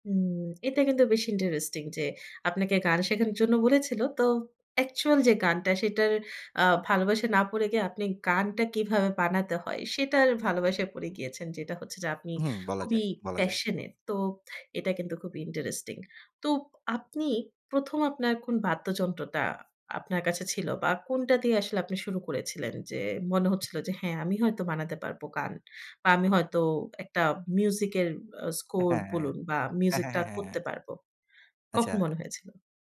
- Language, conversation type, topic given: Bengali, podcast, তুমি কি কখনো কোনো শখ শুরু করে সেটাই পেশায় বদলে ফেলেছ?
- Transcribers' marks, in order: in English: "passionate"